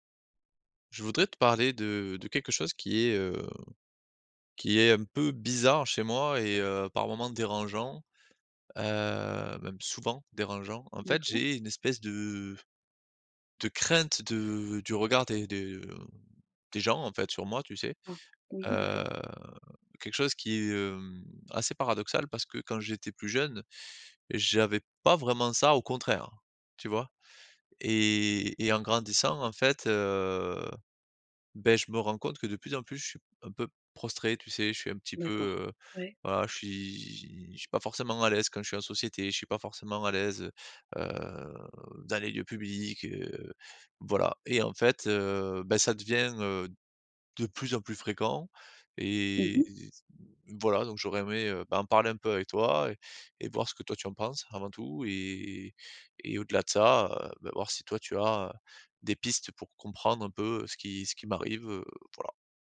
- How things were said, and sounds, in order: other background noise; stressed: "souvent"
- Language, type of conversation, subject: French, advice, Comment gérer ma peur d’être jugé par les autres ?